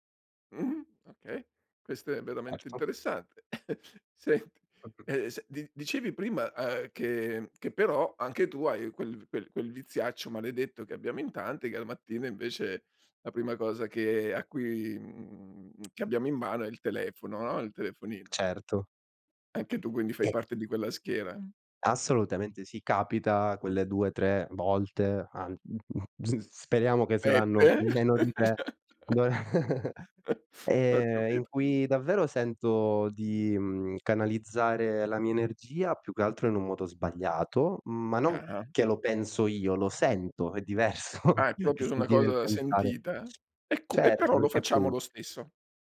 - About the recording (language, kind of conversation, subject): Italian, podcast, Com’è davvero la tua routine mattutina?
- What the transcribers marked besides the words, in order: tapping; chuckle; laughing while speaking: "Senti"; unintelligible speech; drawn out: "mhmm"; tongue click; other noise; laugh; chuckle; laughing while speaking: "Ho capito"; other background noise; stressed: "sento"; laughing while speaking: "diverso"; "proprio" said as "propio"